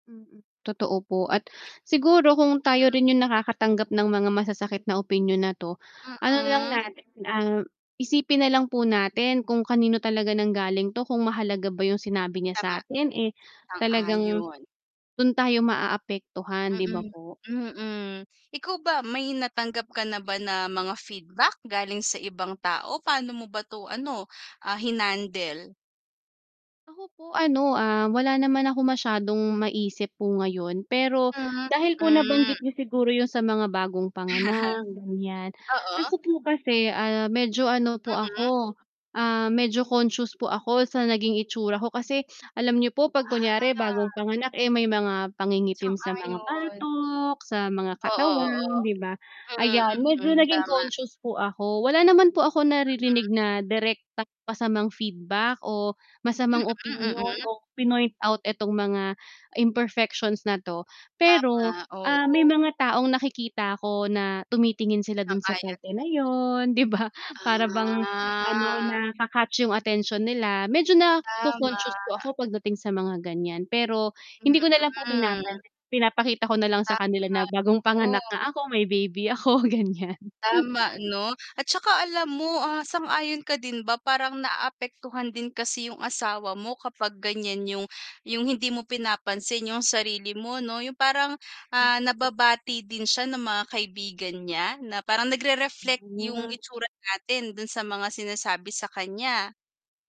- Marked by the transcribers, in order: distorted speech; other background noise; static; mechanical hum; chuckle; drawn out: "Ah"; tapping; drawn out: "Ah"; drawn out: "Tama"; laughing while speaking: "ako, ganyan"
- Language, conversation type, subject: Filipino, unstructured, Paano mo hinaharap ang mga opinyon ng ibang tao tungkol sa iyo?